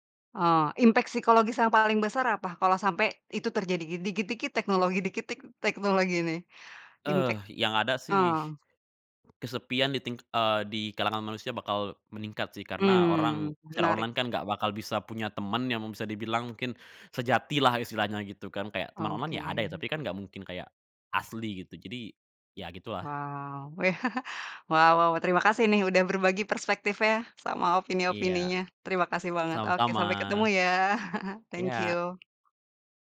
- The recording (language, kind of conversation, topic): Indonesian, podcast, Apa yang hilang jika semua komunikasi hanya dilakukan melalui layar?
- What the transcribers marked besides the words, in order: in English: "impact"; tapping; in English: "Impact"; other background noise; chuckle; chuckle